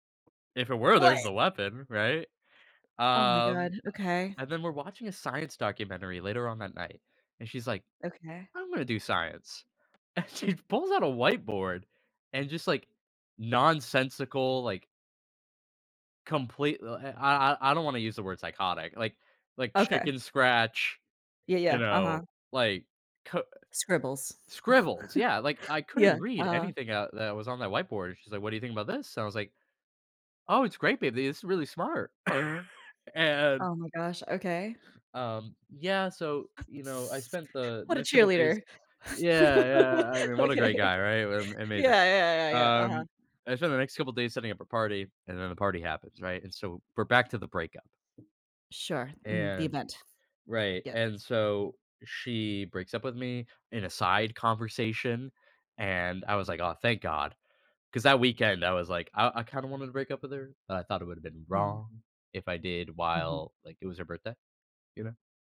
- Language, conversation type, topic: English, advice, How can I cope with shock after a sudden breakup?
- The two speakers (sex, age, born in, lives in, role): female, 30-34, United States, United States, advisor; male, 25-29, United States, United States, user
- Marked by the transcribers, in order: tapping; laughing while speaking: "and she"; chuckle; laugh; other background noise; chuckle; laughing while speaking: "Okay"